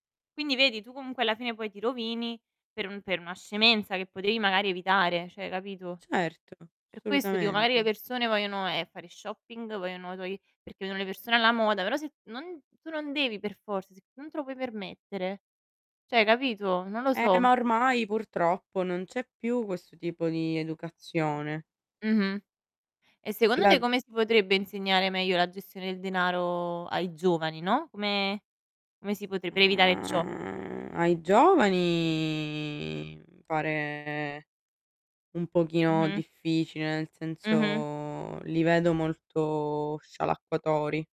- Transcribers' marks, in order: "cioè" said as "ceh"; distorted speech; "assolutamente" said as "solutamente"; "magari" said as "maari"; unintelligible speech; "cioè" said as "ceh"; other noise; other background noise; drawn out: "giovani"
- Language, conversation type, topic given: Italian, unstructured, Perché pensi che molte persone si indebitino facilmente?